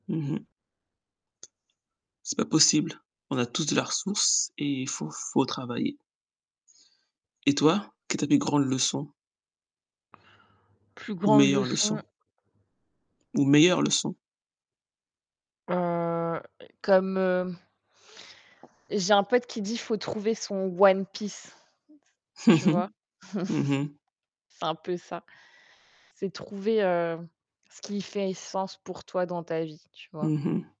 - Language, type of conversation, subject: French, unstructured, Quelle est la meilleure leçon que tu aies apprise ?
- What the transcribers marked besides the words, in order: tapping; inhale; chuckle